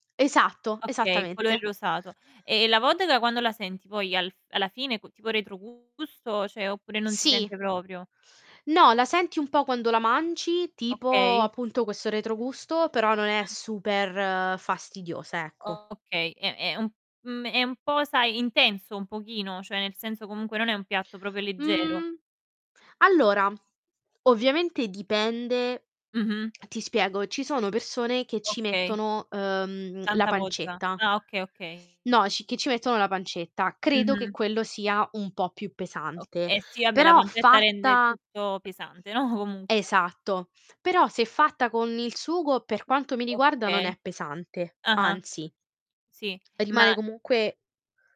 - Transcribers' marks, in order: static; distorted speech; "cioè" said as "ceh"; unintelligible speech; "proprio" said as "propio"; other background noise; tapping; "vabbè" said as "abbè"; laughing while speaking: "no"
- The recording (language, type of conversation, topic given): Italian, unstructured, C’è un piatto che ti ricorda un momento felice?